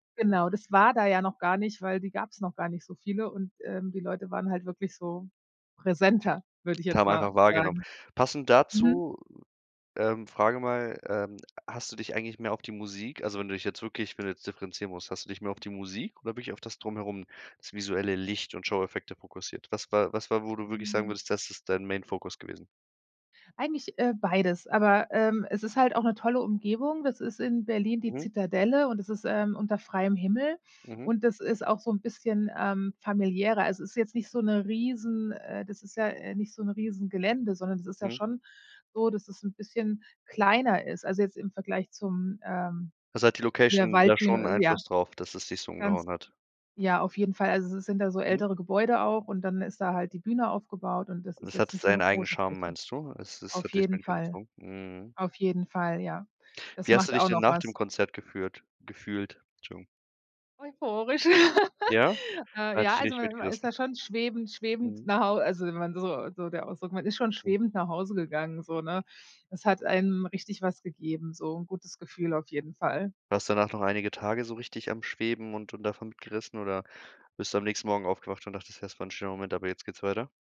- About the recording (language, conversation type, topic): German, podcast, Welches Konzert hat dich komplett umgehauen?
- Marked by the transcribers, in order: in English: "Main"; in English: "Location"; unintelligible speech; giggle